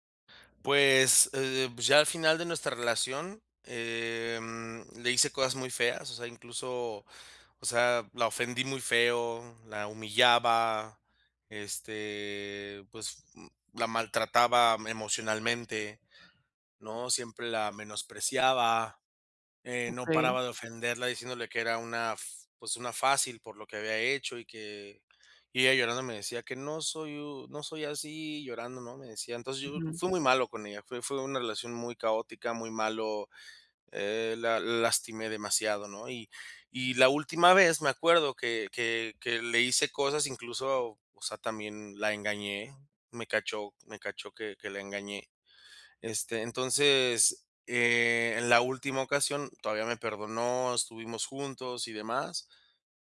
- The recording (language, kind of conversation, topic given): Spanish, advice, ¿Cómo puedo disculparme correctamente después de cometer un error?
- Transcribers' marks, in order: drawn out: "em"